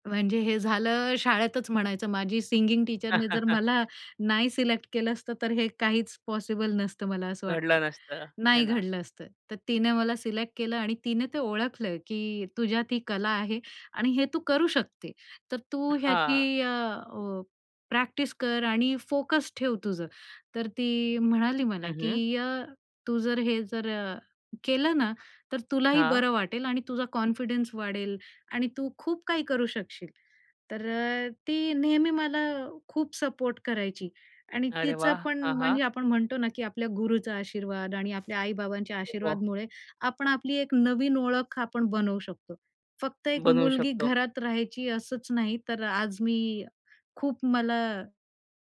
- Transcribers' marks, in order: in English: "सिंगिंग टीचरने"; chuckle; in English: "कॉन्फिडन्स"; other background noise; unintelligible speech
- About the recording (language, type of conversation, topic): Marathi, podcast, तुमच्या कामामुळे तुमची ओळख कशी बदलली आहे?